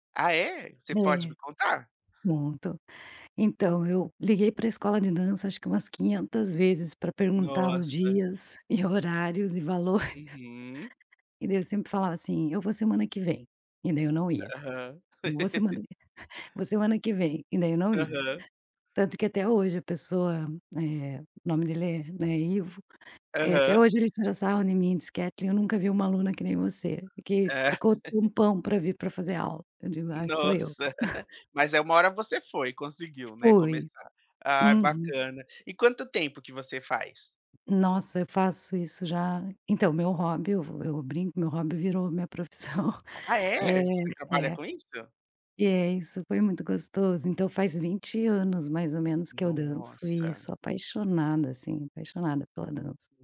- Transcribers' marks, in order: laughing while speaking: "valores"; laugh; tapping; chuckle; chuckle; chuckle
- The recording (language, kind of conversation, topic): Portuguese, podcast, Como você começou a praticar um hobby pelo qual você é apaixonado(a)?